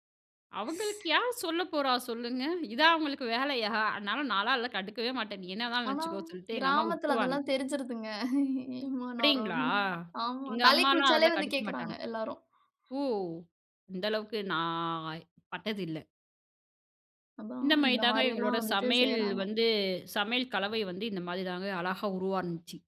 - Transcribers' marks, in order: other noise; laughing while speaking: "அவங்களுக்கு வேலையா"; laughing while speaking: "ஏம்மா நரோன்னு.. ஆமா"; unintelligible speech; drawn out: "ஓ!"
- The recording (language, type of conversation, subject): Tamil, podcast, மசாலா கலவையை எப்படித் தயாரிக்கலாம்?